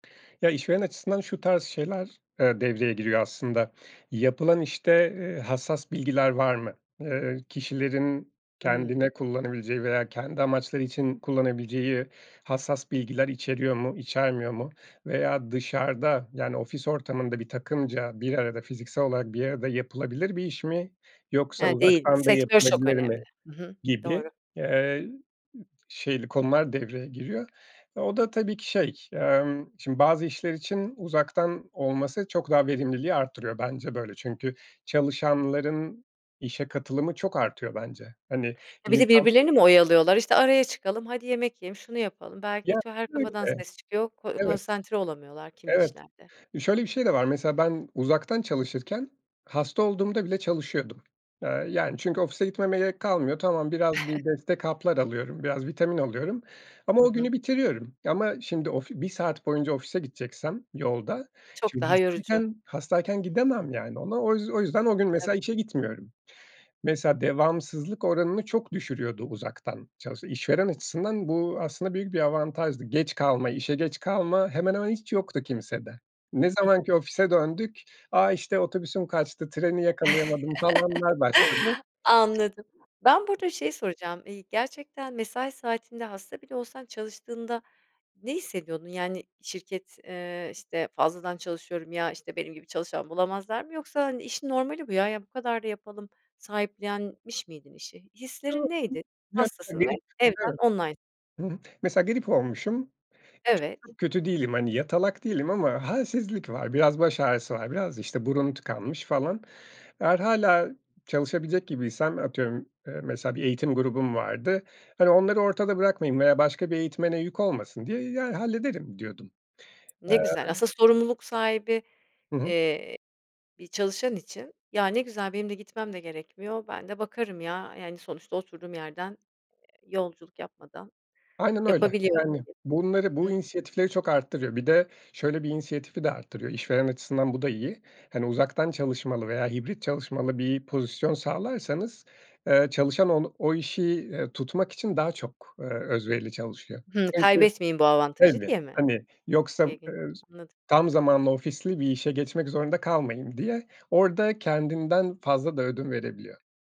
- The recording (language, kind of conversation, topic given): Turkish, podcast, Uzaktan çalışmanın artıları ve eksileri neler?
- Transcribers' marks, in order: unintelligible speech; chuckle; other background noise; chuckle; tapping; unintelligible speech